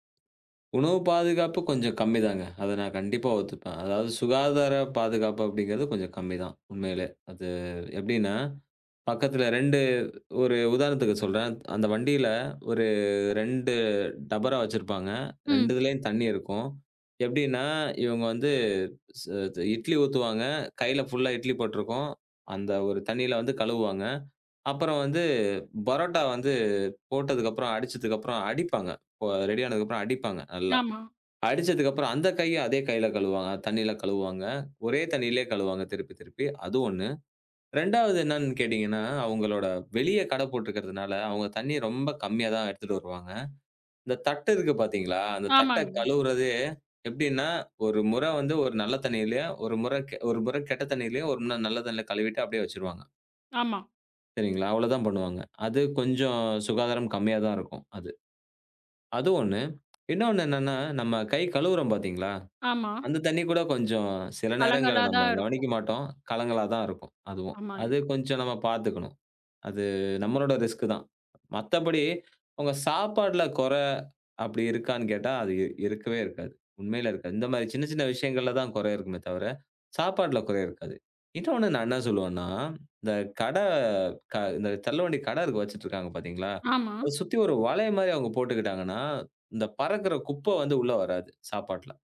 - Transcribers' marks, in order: tapping; other noise; in English: "ரிஸ்க்"
- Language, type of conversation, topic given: Tamil, podcast, ஓர் தெரு உணவகத்தில் சாப்பிட்ட போது உங்களுக்கு நடந்த விசித்திரமான சம்பவத்தைச் சொல்ல முடியுமா?